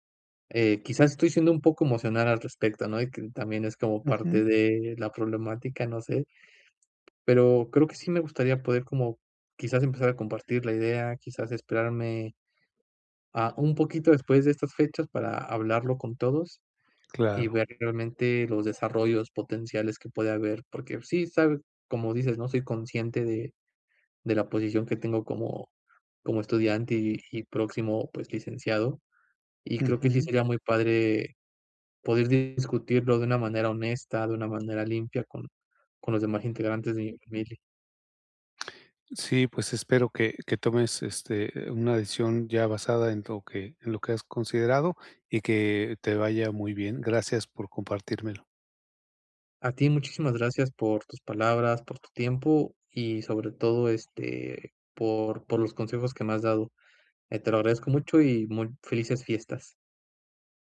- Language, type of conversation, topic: Spanish, advice, ¿Cómo decido si pedir consejo o confiar en mí para tomar una decisión importante?
- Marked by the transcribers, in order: tapping